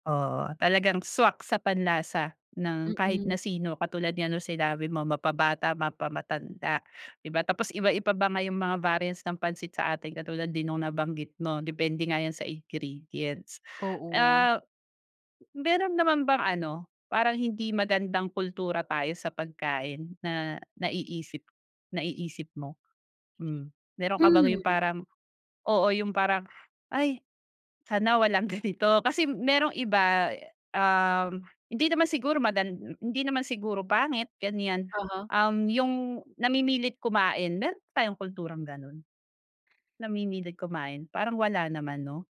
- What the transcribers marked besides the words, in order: none
- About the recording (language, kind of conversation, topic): Filipino, podcast, Ano ang papel ng pagkain sa pagpapakita ng pagmamahal sa pamilyang Pilipino?